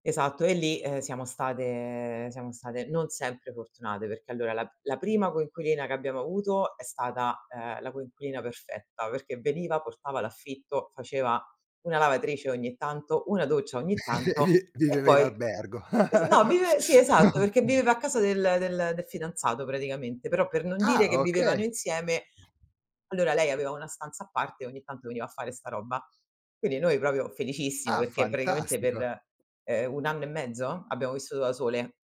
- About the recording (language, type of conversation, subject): Italian, podcast, Come dividi le faccende con i coinquilini o con il partner?
- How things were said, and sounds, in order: chuckle; laughing while speaking: "Vi"; unintelligible speech; chuckle; tapping; "proprio" said as "propio"